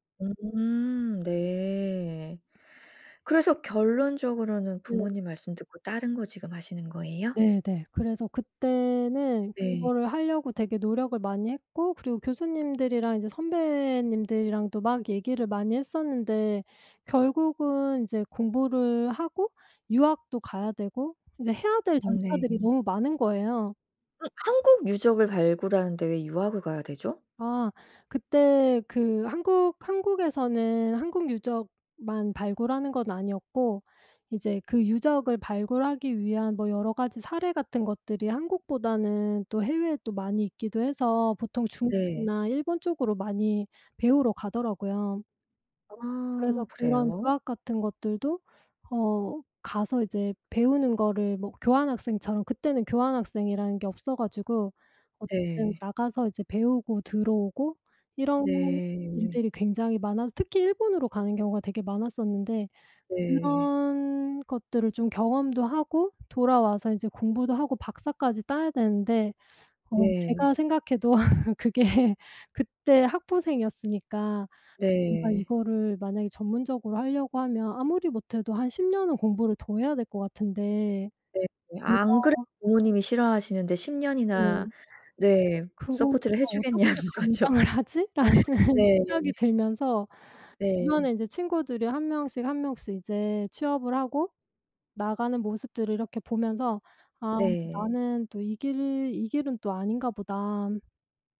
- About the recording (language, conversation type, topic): Korean, podcast, 가족의 기대와 내 진로 선택이 엇갈렸을 때, 어떻게 대화를 풀고 합의했나요?
- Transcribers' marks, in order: other background noise; tapping; background speech; laugh; laughing while speaking: "그게"; in English: "서포트를"; laughing while speaking: "해주겠냐는 거죠"; laughing while speaking: "감당을 하지?'라는"